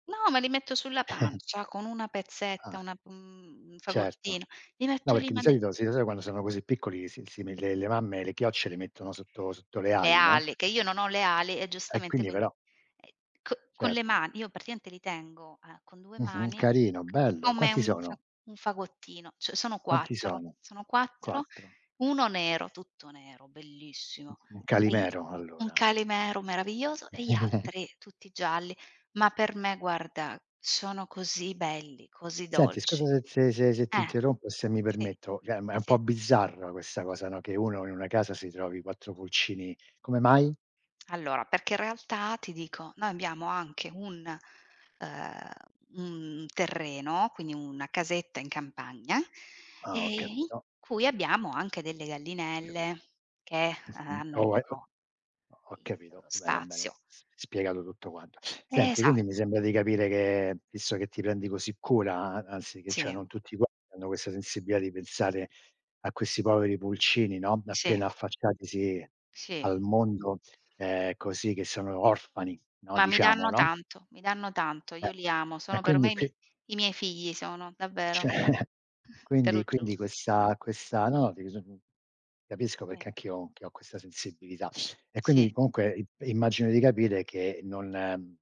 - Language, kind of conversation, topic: Italian, unstructured, Perché alcune persone maltrattano gli animali?
- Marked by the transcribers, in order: giggle; "Cioè" said as "ceh"; unintelligible speech; chuckle; "cioè" said as "ceh"; "cioè" said as "ceh"; unintelligible speech; laughing while speaking: "ceh"; "Cioè" said as "ceh"